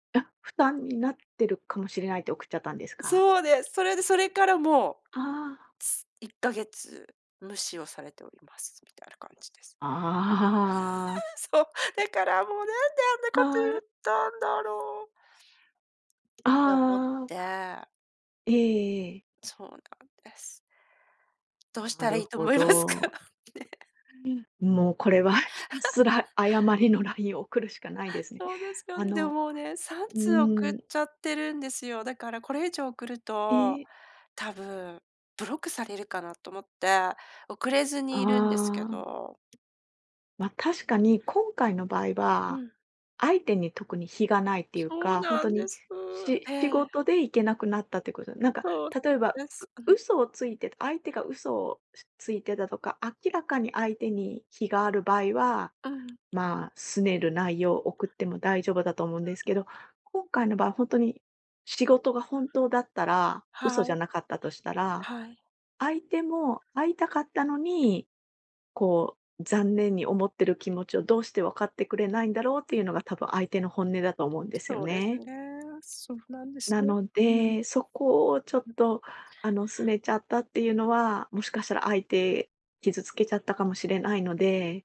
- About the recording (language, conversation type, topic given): Japanese, advice, 過去の失敗を引きずって自己肯定感が回復しないのですが、どうすればよいですか？
- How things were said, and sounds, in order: drawn out: "ああ"; laugh; laughing while speaking: "そう"; laughing while speaking: "思いますか？ね"; unintelligible speech; laugh; sad: "そうですよね。でもね"; tapping; sad: "そうなんです"; sad: "そう"; sad: "そうですね。そうなんですよ。うん"; other noise